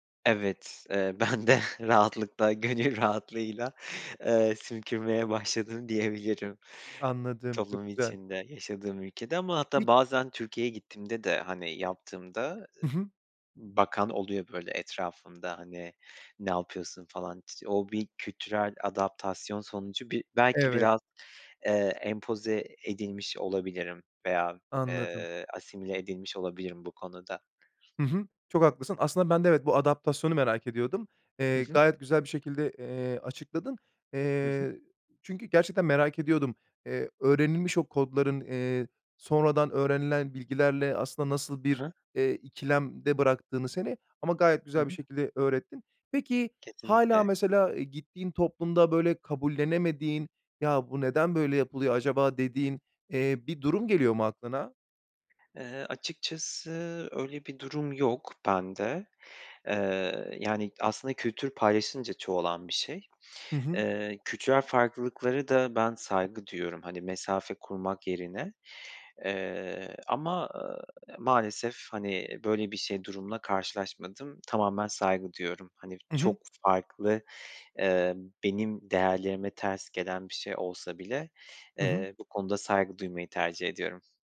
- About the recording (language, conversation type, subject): Turkish, podcast, Çokkültürlü arkadaşlıklar sana neler kattı?
- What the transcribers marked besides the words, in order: laughing while speaking: "ben de rahatlıkla, gönül rahatlığıyla"; tapping